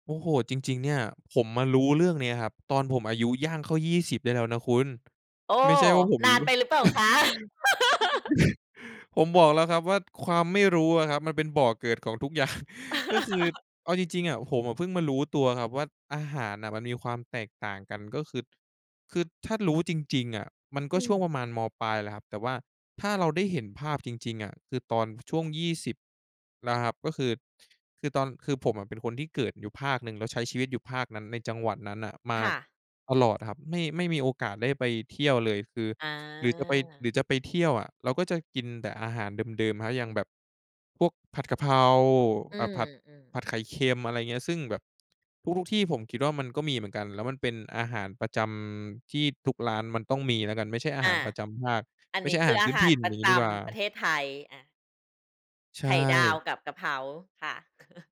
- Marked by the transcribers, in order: chuckle; laugh; laughing while speaking: "อย่าง"; laugh; chuckle
- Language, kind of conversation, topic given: Thai, podcast, อาหารที่คุณเรียนรู้จากคนในบ้านมีเมนูไหนเด่นๆ บ้าง?
- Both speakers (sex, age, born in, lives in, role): female, 40-44, Thailand, Thailand, host; male, 20-24, Thailand, Thailand, guest